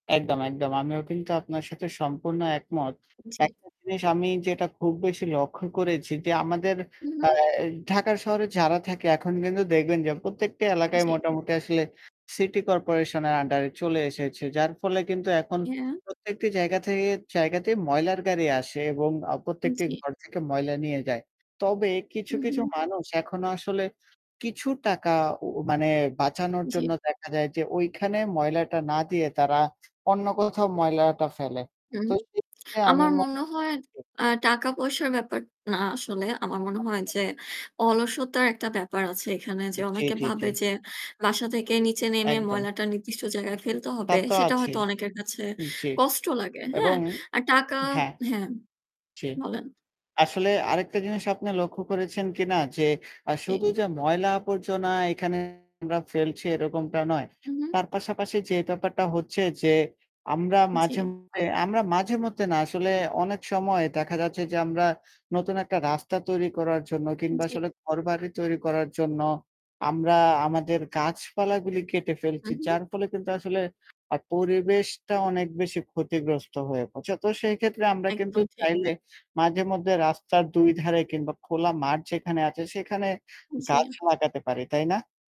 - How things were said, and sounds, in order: static; distorted speech; other background noise
- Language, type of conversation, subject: Bengali, unstructured, পরিবেশ রক্ষায় আপনি কী কী ছোট ছোট কাজ করতে পারেন?
- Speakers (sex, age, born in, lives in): female, 25-29, Bangladesh, Bangladesh; male, 20-24, Bangladesh, Bangladesh